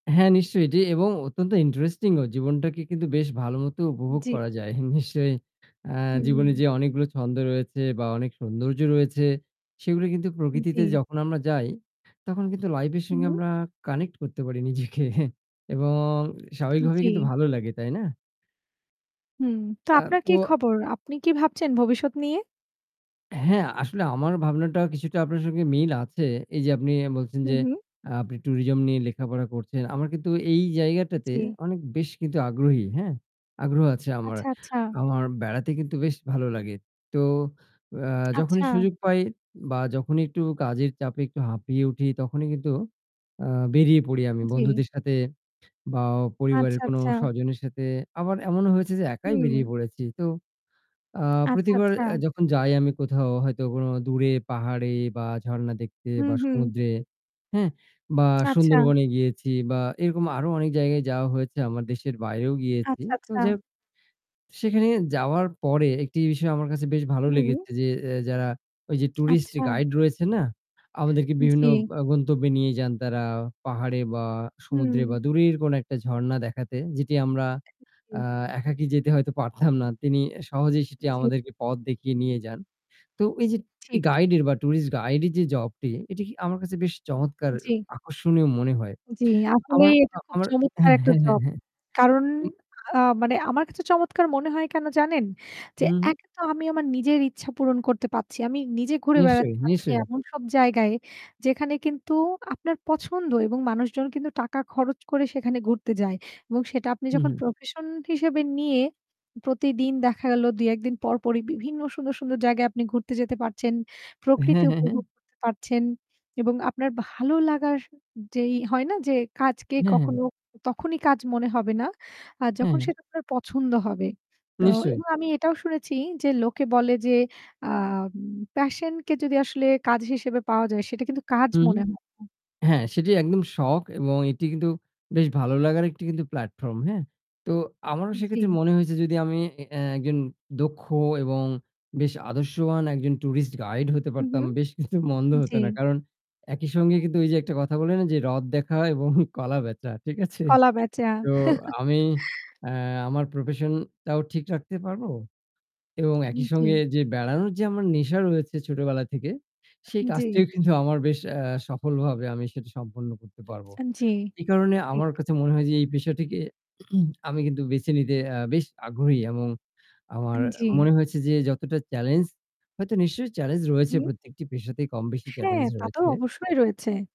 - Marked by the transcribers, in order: laughing while speaking: "নিজেকে"; other background noise; laughing while speaking: "পারতাম না"; distorted speech; laughing while speaking: "কিন্তু"; laughing while speaking: "এবং কলা বেচা। ঠিক আছে?"; chuckle; throat clearing
- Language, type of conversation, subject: Bengali, unstructured, ভবিষ্যতে আপনি কোন ধরনের চাকরি করতে চান?